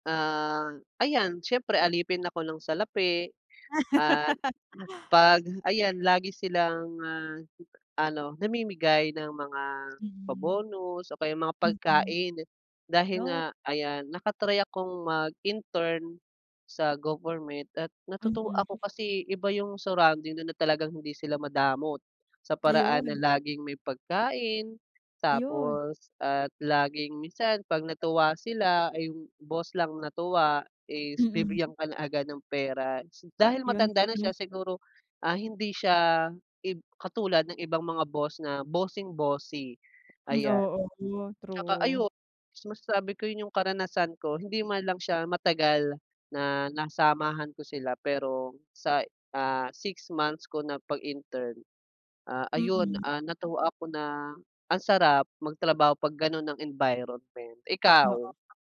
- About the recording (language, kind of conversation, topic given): Filipino, unstructured, Ano ang pinaka-nakakatuwang karanasan mo sa trabaho?
- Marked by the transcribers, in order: other noise; laugh; other background noise